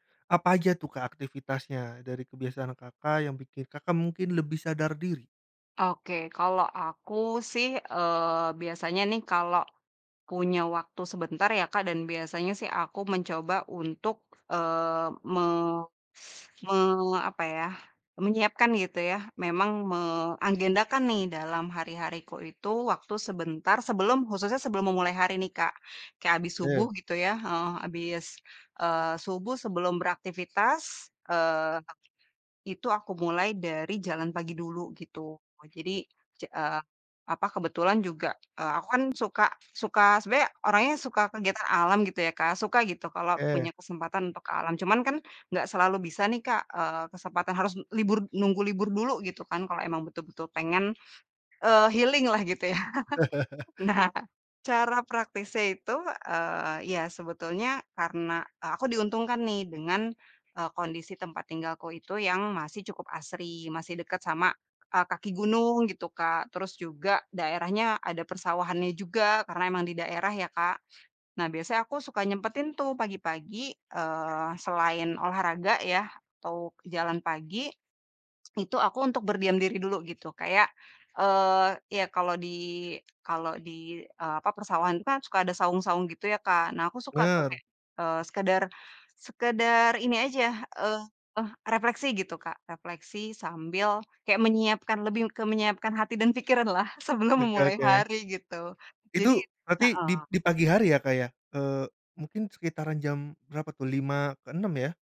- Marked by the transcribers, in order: other background noise; teeth sucking; in English: "healing"; laugh; laughing while speaking: "ya. Nah"; tapping
- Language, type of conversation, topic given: Indonesian, podcast, Apa rutinitas kecil yang membuat kamu lebih sadar diri setiap hari?